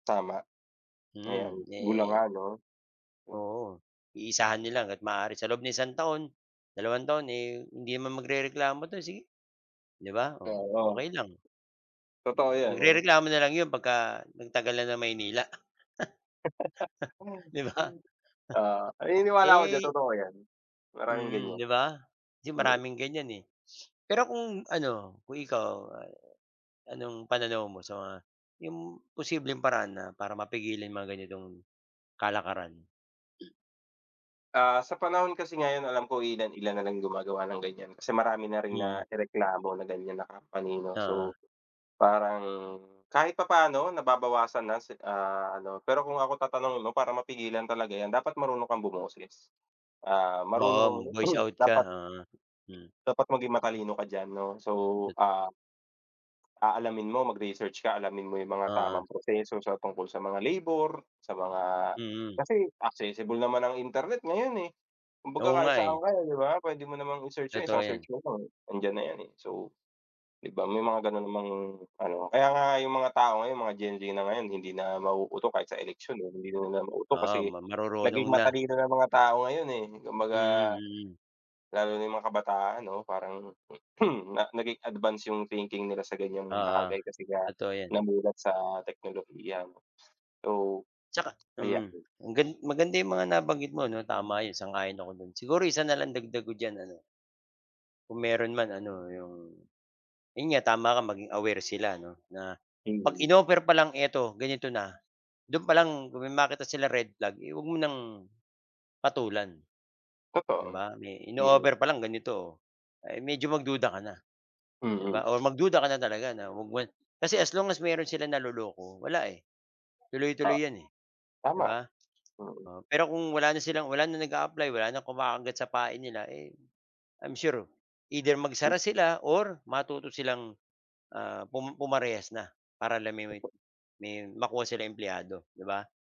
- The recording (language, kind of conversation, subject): Filipino, unstructured, Ano ang masasabi mo tungkol sa pagtatrabaho nang lampas sa oras na walang bayad?
- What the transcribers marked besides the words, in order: tapping; chuckle; chuckle; other background noise; throat clearing; throat clearing